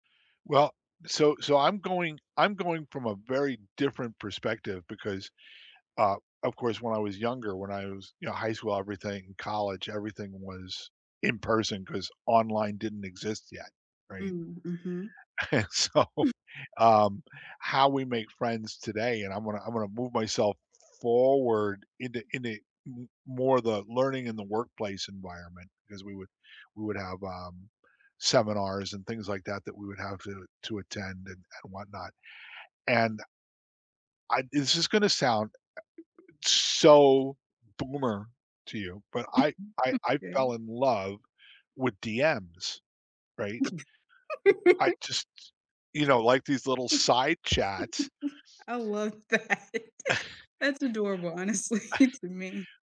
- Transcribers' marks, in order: laughing while speaking: "And so"; other noise; chuckle; giggle; other background noise; chuckle; laughing while speaking: "that"; chuckle; laughing while speaking: "honestly"; chuckle
- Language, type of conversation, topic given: English, unstructured, Do you feel more connected when learning online or in a classroom?
- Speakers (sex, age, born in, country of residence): female, 20-24, United States, United States; male, 70-74, United States, United States